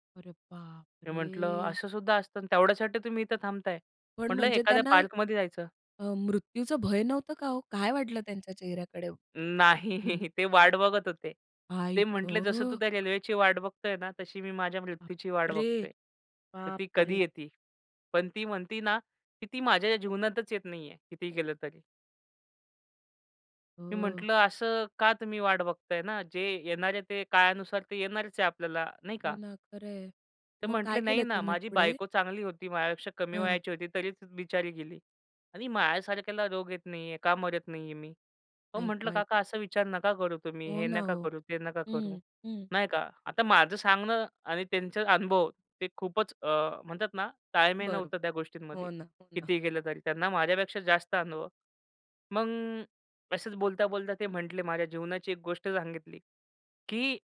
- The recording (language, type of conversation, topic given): Marathi, podcast, स्टेशनवर अनोळखी व्यक्तीशी झालेल्या गप्पांमुळे तुमच्या विचारांत किंवा निर्णयांत काय बदल झाला?
- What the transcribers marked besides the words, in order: sad: "अरे बापरे!"; laughing while speaking: "नाही"; unintelligible speech